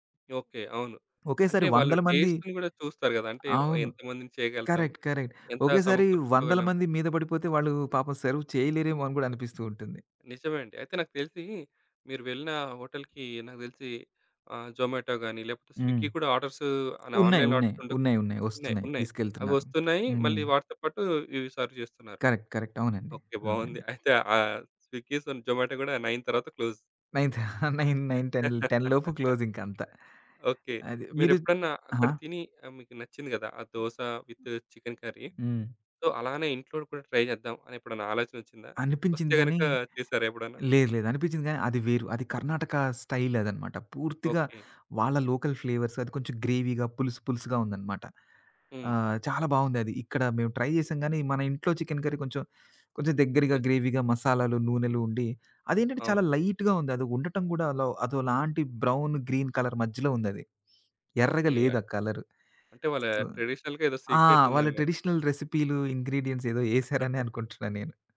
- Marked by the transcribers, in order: in English: "టేస్ట్‌ని"; other background noise; in English: "కరెక్ట్, కరెక్ట్"; in English: "సెర్వ్"; in English: "హోటల్‌కి"; in English: "జొమాటో"; in English: "స్విగ్గీ"; tapping; in English: "ఆర్డర్స్ ఆన్ ఆన్‌లైన్ ఆర్డర్స్"; in English: "సర్వ్"; in English: "కరెక్ట్, కరెక్ట్"; in English: "స్విగ్గీస్ అండ్ జొమాటో"; in English: "నైన్"; in English: "క్లోజ్"; chuckle; in English: "నైంత్ నైన్, నైన్ టెన్‌ల్ టెన్‌లోపు"; laugh; in English: "విత్ చికెన్ కర్రీ. సో"; in English: "ట్రై"; in English: "లోకల్ ఫ్లేవర్స్"; in English: "గ్రేవీగా"; in English: "ట్రై"; in English: "చికెన్ కర్రీ"; in English: "యెస్"; in English: "గ్రేవీగా"; in English: "లైట్‌గా"; in English: "బ్రౌన్, గ్రీన్ కలర్"; in English: "ట్రెడిషనల్‌గా"; in English: "సొ"; in English: "ట్రెడిషనల్"; in English: "ఇంగ్రీడియెంట్స్"; chuckle
- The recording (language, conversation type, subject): Telugu, podcast, ఒక అజ్ఞాతుడు మీతో స్థానిక వంటకాన్ని పంచుకున్న సంఘటన మీకు గుర్తుందా?